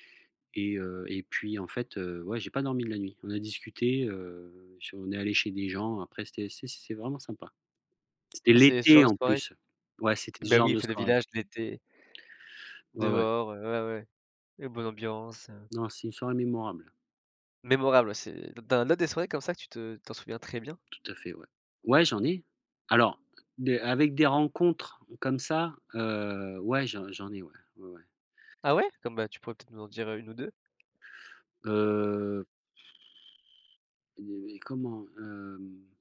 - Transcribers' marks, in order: stressed: "l'été"; tapping
- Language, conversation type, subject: French, podcast, Peux-tu raconter une rencontre qui a changé ta vie ?